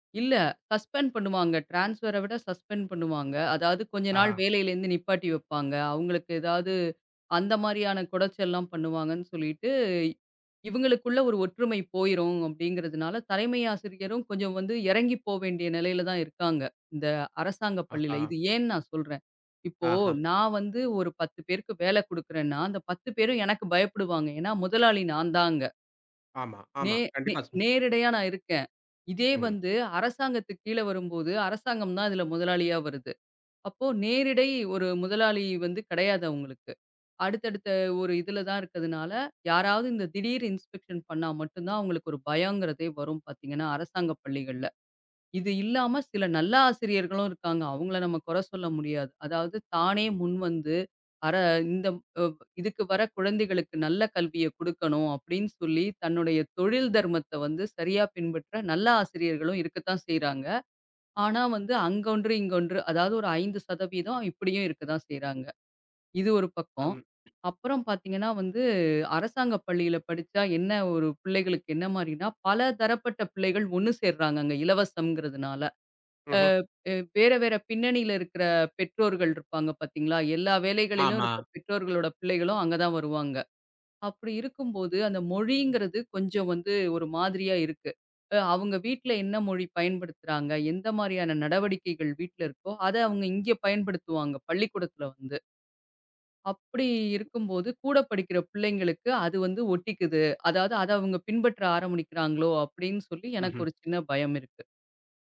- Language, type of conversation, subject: Tamil, podcast, அரசுப் பள்ளியா, தனியார் பள்ளியா—உங்கள் கருத்து என்ன?
- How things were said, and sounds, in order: in English: "சஸ்பெண்ட்"; in English: "டிரான்ஸ்ஃபர"; in English: "சஸ்பெண்ட்"; in English: "இன்ஸ்பெக்ஷன்"; unintelligible speech; other noise; drawn out: "வந்து"; "ஆரம்பிக்கிறாங்களோ" said as "ஆரம்முனிக்கிறாங்களோ"